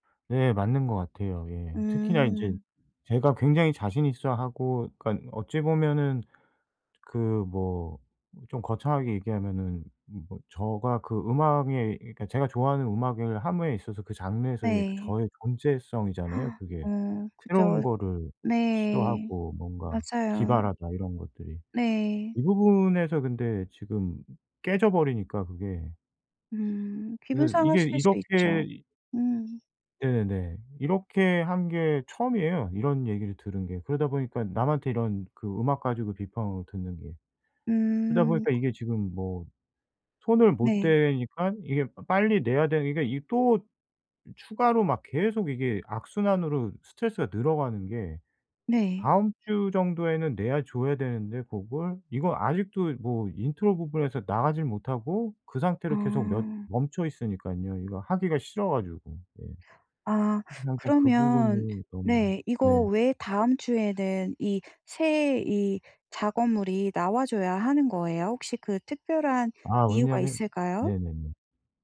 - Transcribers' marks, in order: other background noise; gasp; in English: "intro"
- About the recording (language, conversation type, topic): Korean, advice, 미완성된 작업을 끝내기 위해 동기를 다시 찾으려면 어떻게 해야 하나요?